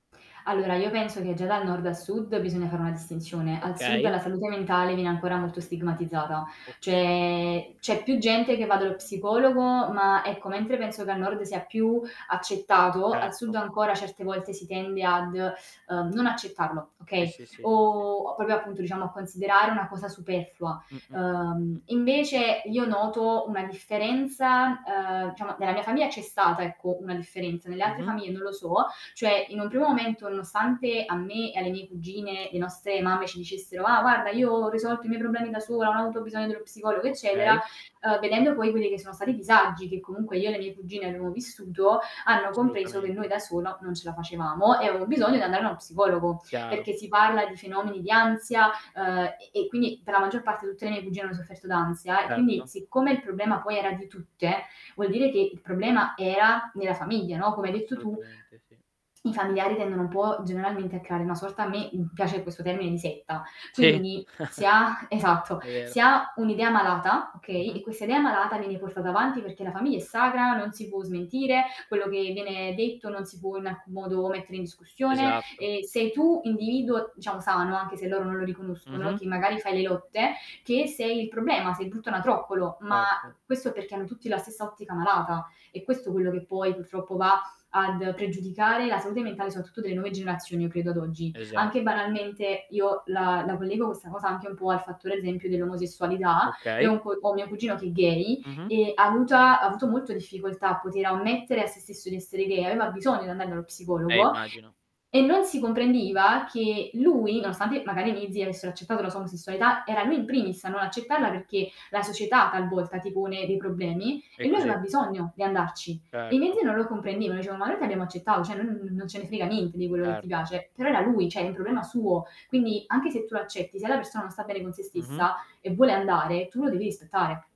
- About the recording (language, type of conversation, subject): Italian, podcast, Come si può parlare di salute mentale in famiglia?
- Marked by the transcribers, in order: static; distorted speech; drawn out: "cioè"; drawn out: "o"; "proprio" said as "propio"; "Assolutamente" said as "solutamente"; laughing while speaking: "Sì"; chuckle; "cioè" said as "ceh"; "cioè" said as "ceh"; tapping